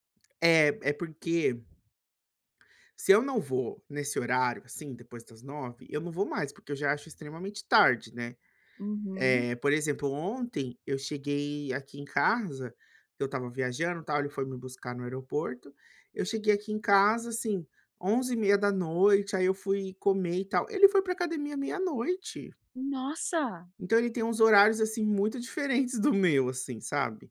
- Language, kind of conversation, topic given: Portuguese, advice, Como posso lidar com a falta de motivação para manter hábitos de exercício e alimentação?
- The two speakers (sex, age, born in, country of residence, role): female, 55-59, Brazil, United States, advisor; male, 30-34, Brazil, United States, user
- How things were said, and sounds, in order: other background noise; laughing while speaking: "diferentes do meu"